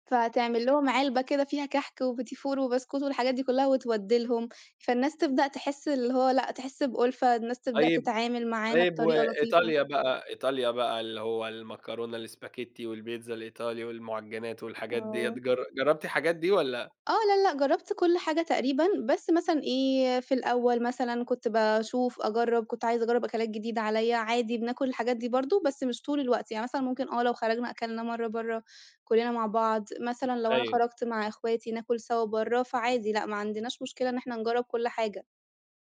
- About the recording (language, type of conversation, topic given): Arabic, podcast, إزاي الهجرة أثّرت على هويتك وإحساسك بالانتماء للوطن؟
- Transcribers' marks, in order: unintelligible speech; in English: "الإسباجيتي"